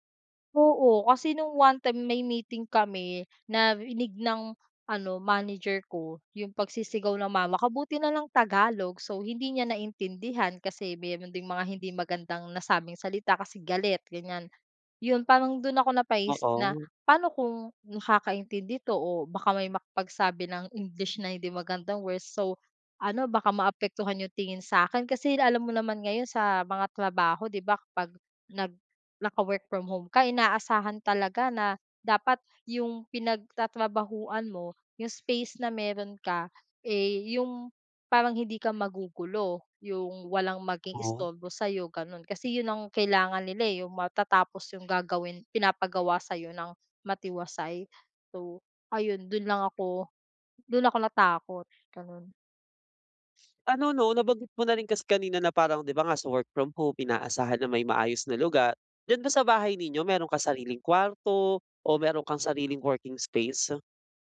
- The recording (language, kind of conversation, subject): Filipino, advice, Paano ako makakapagpokus sa bahay kung maingay at madalas akong naaabala ng mga kaanak?
- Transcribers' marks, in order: in English: "work from home"; in English: "working space?"